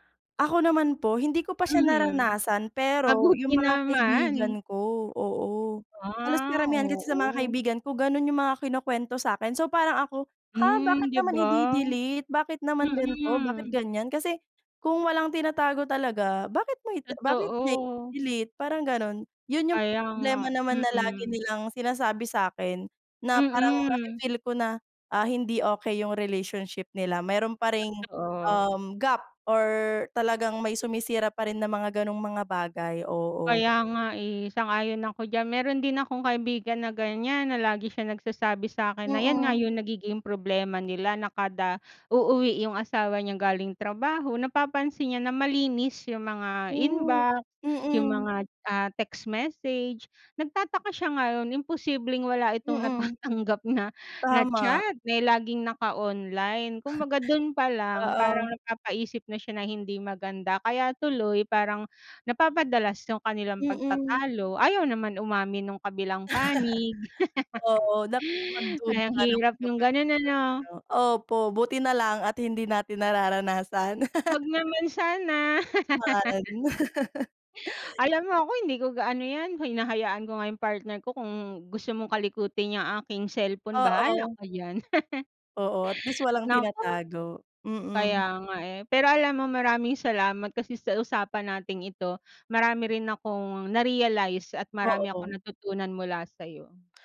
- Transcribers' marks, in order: laughing while speaking: "natatanggap"; chuckle; laugh; laugh; laugh; laugh
- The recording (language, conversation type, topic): Filipino, unstructured, Paano mo ilalarawan ang ideal na relasyon para sa iyo, at ano ang pinakamahalagang bagay sa isang romantikong relasyon?